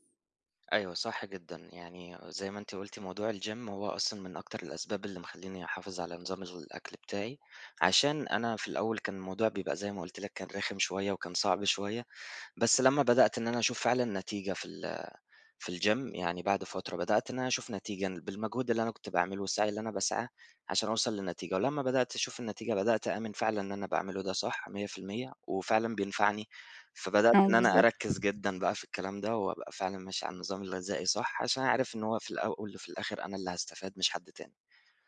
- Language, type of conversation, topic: Arabic, unstructured, هل إنت مؤمن إن الأكل ممكن يقرّب الناس من بعض؟
- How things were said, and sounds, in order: in English: "الGym"; in English: "الGym"; other background noise